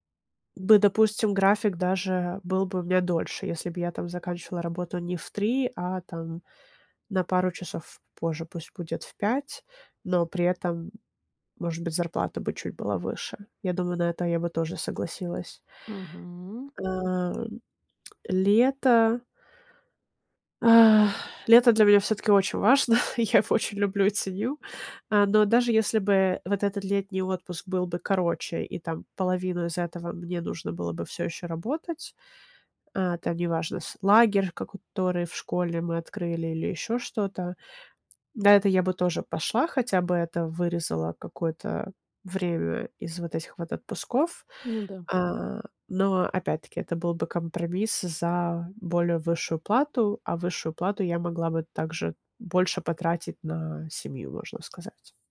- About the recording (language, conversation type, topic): Russian, podcast, Как вы выбираете между семьёй и карьерой?
- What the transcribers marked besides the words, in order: other background noise; tapping; laughing while speaking: "очень люблю и ценю"